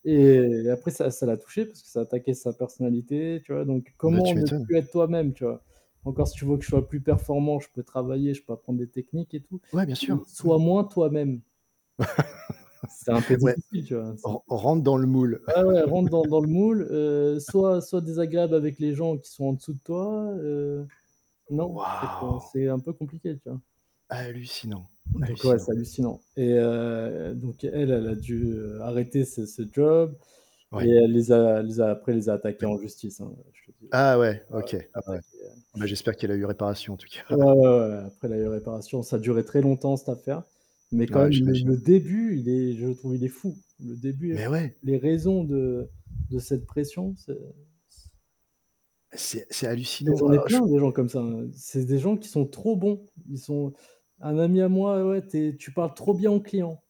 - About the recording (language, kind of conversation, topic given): French, unstructured, Comment prends-tu soin de ta santé mentale ?
- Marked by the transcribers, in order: distorted speech; mechanical hum; other background noise; laugh; static; laugh; tapping; laughing while speaking: "cas"